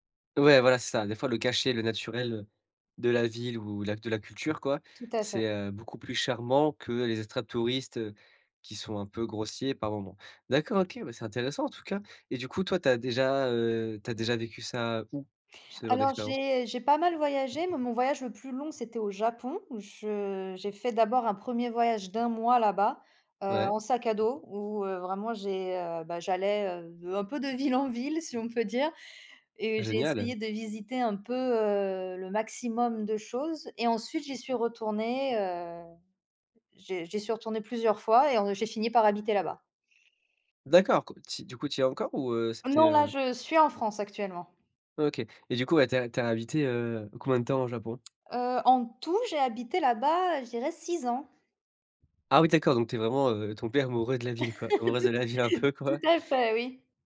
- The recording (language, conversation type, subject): French, podcast, Quels conseils donnes-tu pour voyager comme un local ?
- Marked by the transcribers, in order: tapping; laugh; laughing while speaking: "Tout"; laughing while speaking: "amoureuse de la ville un peu quoi"